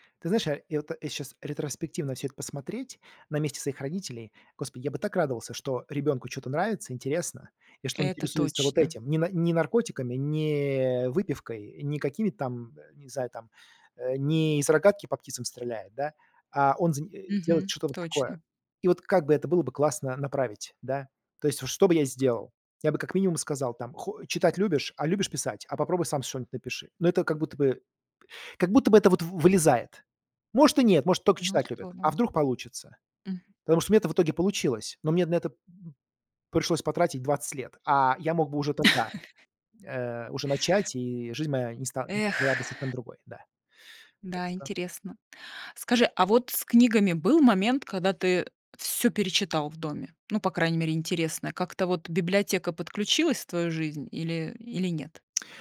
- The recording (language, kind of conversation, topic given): Russian, podcast, Помнишь момент, когда что‑то стало действительно интересно?
- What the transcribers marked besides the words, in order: "что-нибудь" said as "шо-нибудь"; chuckle